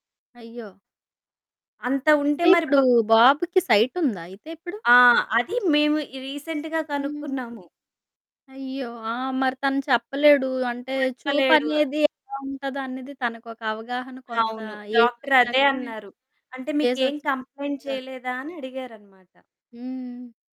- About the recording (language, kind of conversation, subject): Telugu, podcast, పిల్లల స్క్రీన్ సమయాన్ని పరిమితం చేయడంలో మీకు ఎదురైన అనుభవాలు ఏమిటి?
- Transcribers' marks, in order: in English: "సైట్"; in English: "రీసెంట్‌గా"; distorted speech; in English: "కంప్లెయింట్"